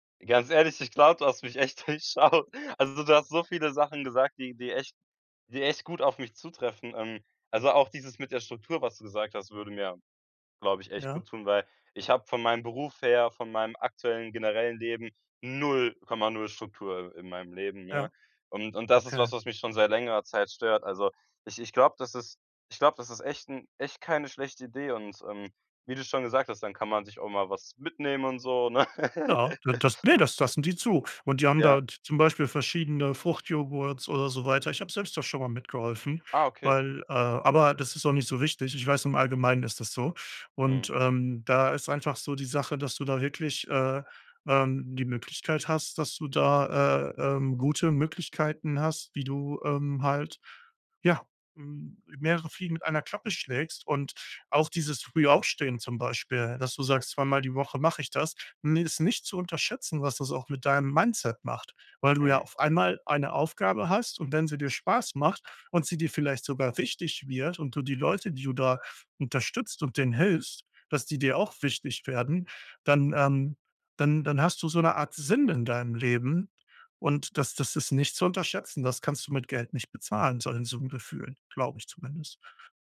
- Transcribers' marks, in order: laughing while speaking: "durchschaut"; laughing while speaking: "ne?"; laugh; unintelligible speech
- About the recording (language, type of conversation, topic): German, advice, Warum habe ich das Gefühl, nichts Sinnvolles zur Welt beizutragen?